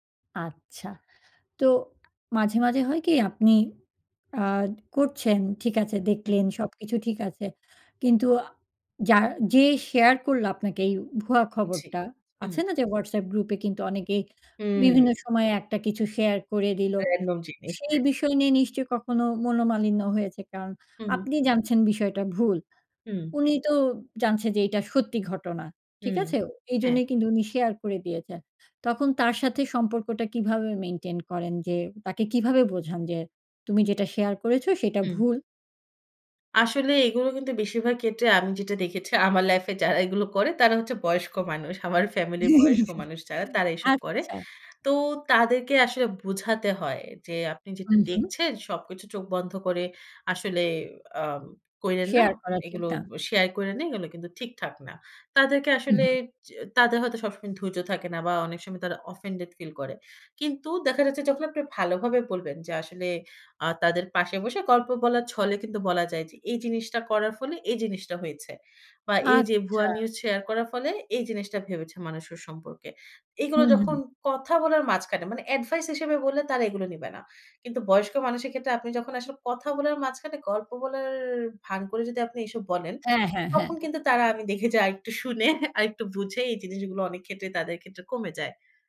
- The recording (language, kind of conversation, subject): Bengali, podcast, ফেক নিউজ চিনতে তুমি কী কৌশল ব্যবহার করো?
- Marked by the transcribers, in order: tapping; laugh; other background noise; in English: "offended feel"; laughing while speaking: "আরেকটু শুনে, আরেকটু বুঝে"